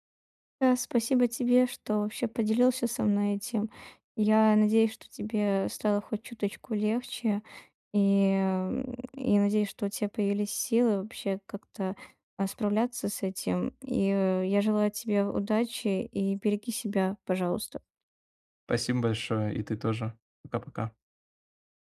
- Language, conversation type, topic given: Russian, advice, Как мне справиться с творческим беспорядком и прокрастинацией?
- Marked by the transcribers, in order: tapping